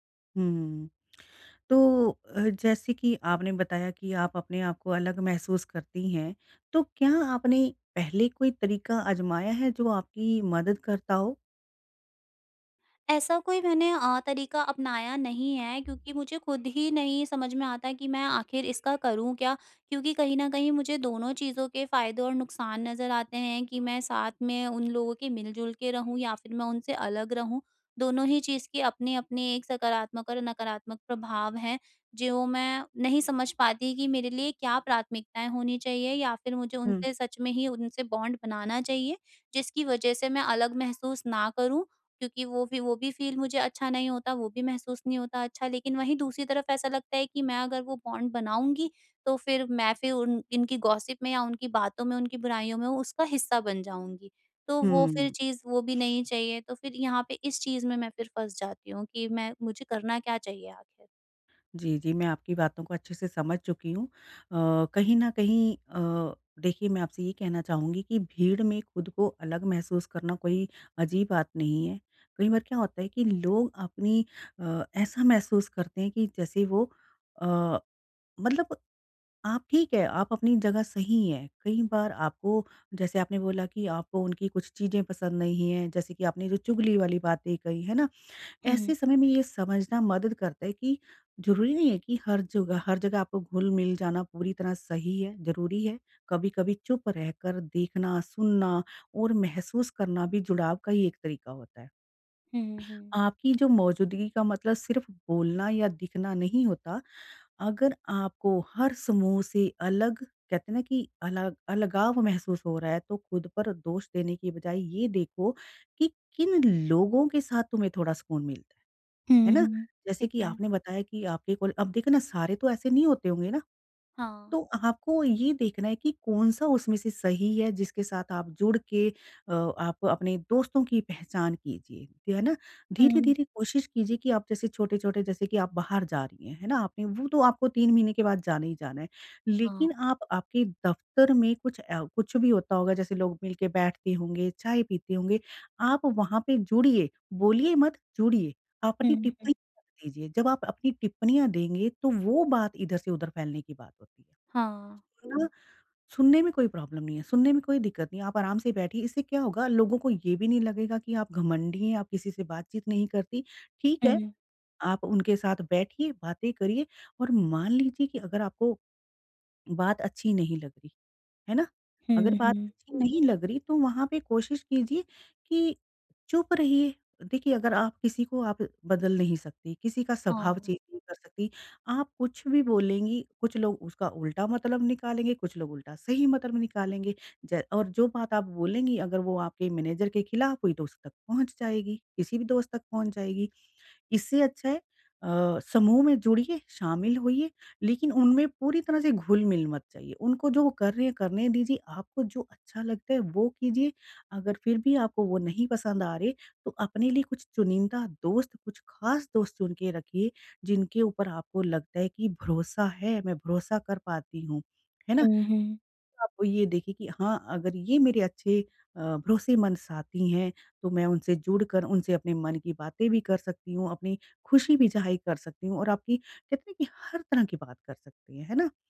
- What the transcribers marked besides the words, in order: "जो" said as "ज्यों"; in English: "बॉन्ड"; in English: "फील"; in English: "बॉन्ड"; in English: "गॉसिप"; other background noise; unintelligible speech; in English: "प्रॉब्लम"; in English: "चेंज"; in English: "मैनेजर"; other noise
- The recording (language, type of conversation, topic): Hindi, advice, भीड़ में खुद को अलग महसूस होने और शामिल न हो पाने के डर से कैसे निपटूँ?
- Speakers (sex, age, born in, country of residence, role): female, 45-49, India, India, advisor; female, 50-54, India, India, user